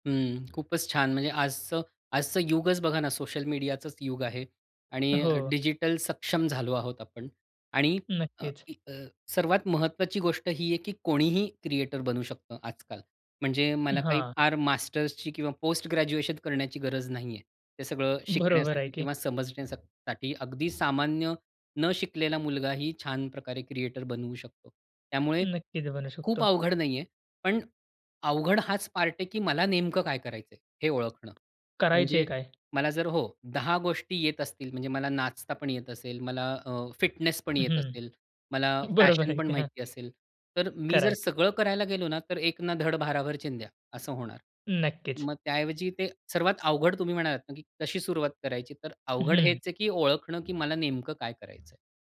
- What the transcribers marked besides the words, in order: in English: "क्रिएटर"; in English: "मास्टर्सची"; in English: "पोस्ट ग्रॅज्युएशन"; other background noise; in English: "क्रिएटर"; in English: "पार्ट"; in English: "फिटनेस"; in English: "फॅशन"; laughing while speaking: "बरोबर आहे की, हां"
- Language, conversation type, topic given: Marathi, podcast, नव्या सामग्री-निर्मात्याला सुरुवात कशी करायला सांगाल?